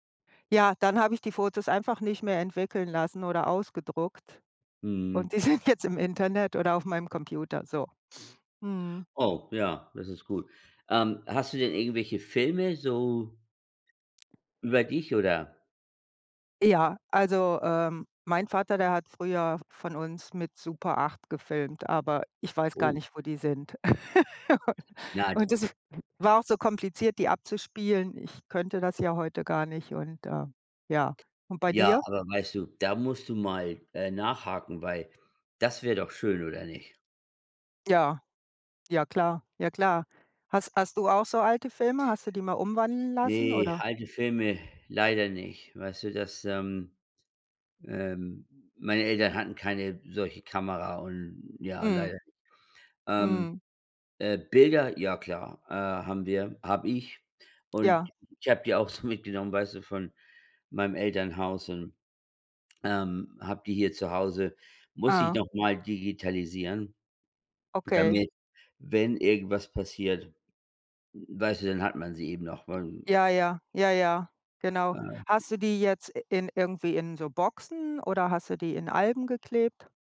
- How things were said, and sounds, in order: laughing while speaking: "die sind jetzt"; laugh; laughing while speaking: "U-Und das"; other background noise; stressed: "Boxen"
- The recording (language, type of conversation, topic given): German, unstructured, Welche Rolle spielen Fotos in deinen Erinnerungen?